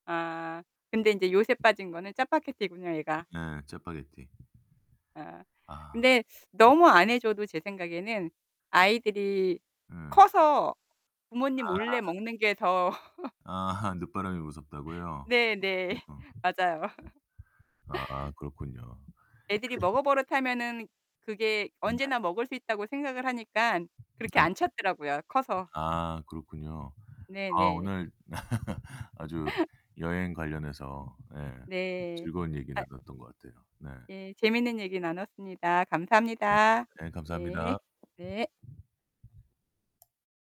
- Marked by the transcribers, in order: static; other background noise; distorted speech; laugh; laughing while speaking: "아"; laugh; other noise; laugh
- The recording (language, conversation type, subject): Korean, podcast, 처음 혼자 여행했을 때 어땠나요?